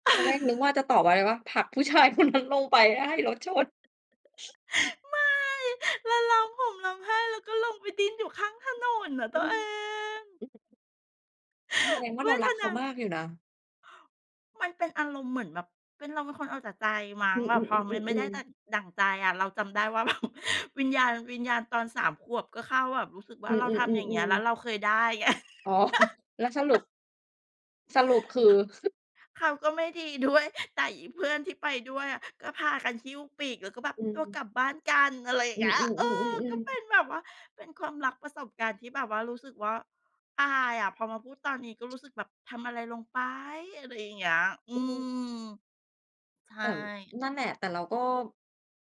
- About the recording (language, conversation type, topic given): Thai, unstructured, เมื่อความรักไม่สมหวัง เราควรทำใจอย่างไร?
- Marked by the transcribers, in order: laugh; laughing while speaking: "คนนั้น"; other background noise; put-on voice: "ไม่ และร้องห่มร้องไห้ แล้วก็ลงไปดิ้นอยู่ข้างถนนอะตัวเอง"; other noise; tapping; put-on voice: "เวทนา"; laughing while speaking: "แบบ"; chuckle; laughing while speaking: "ด้วย"; stressed: "ไป"